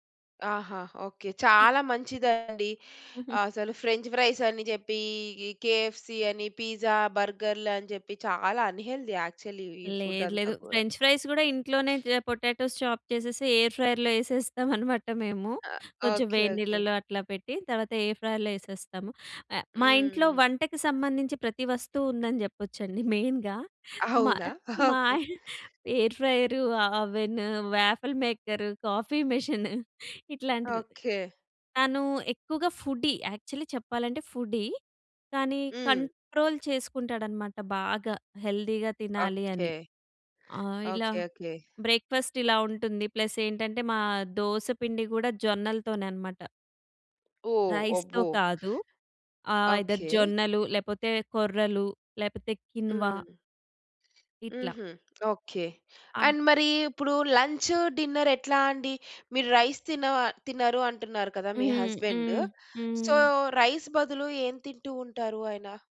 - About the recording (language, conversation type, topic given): Telugu, podcast, బడ్జెట్‌లో ఆరోగ్యకరంగా తినడానికి మీ సూచనలు ఏమిటి?
- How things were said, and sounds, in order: in English: "ఫ్రెంచ్ ఫ్రైస్"; in English: "కెఎఫ్‌సి"; in English: "పిజ్జా"; in English: "అన్‌హేల్తీ యాక్చువల్లి"; in English: "ఫుడ్"; in English: "ఫ్రెంచ్ ఫ్రైస్"; other background noise; in English: "పొటాటోస్ చాప్"; in English: "ఎయిర్ ఫ్రైయర్‍లో"; in English: "ఎయిర్ ఫ్రైయర్‌లో"; chuckle; in English: "మెయిన్‍గా"; laughing while speaking: "మా మా ఎయిర్ ఫ్రయరు ఆహ్, ఓవెన్, వాఫల్ మేకర్, కాఫీ మెషిన్ ఇట్లాంటివి"; in English: "ఎయిర్"; in English: "ఓవెన్, వాఫల్ మేకర్, కాఫీ మెషిన్"; in English: "ఫుడ్డీ. యాక్చువల్లి"; in English: "ఫుడ్డీ"; in English: "కంట్రోల్"; in English: "హెల్తీ‌గా"; in English: "బ్రేక్‌ఫాస్ట్"; in English: "ప్లస్"; in English: "రైస్‌తో"; in English: "ఐదర్"; in English: "కిన్వా"; tapping; in English: "అండ్"; in English: "డిన్నర్"; in English: "రైస్"; in English: "సొ, రైస్"